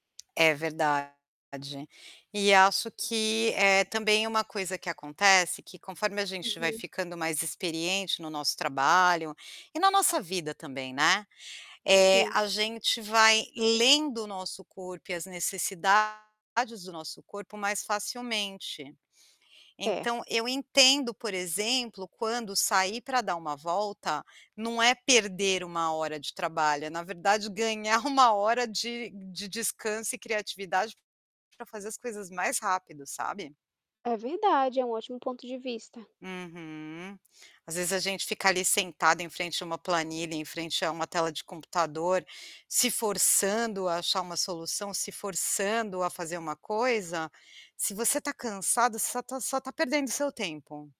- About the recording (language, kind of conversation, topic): Portuguese, podcast, Que papel o descanso tem na sua rotina criativa?
- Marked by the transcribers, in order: static; tapping; distorted speech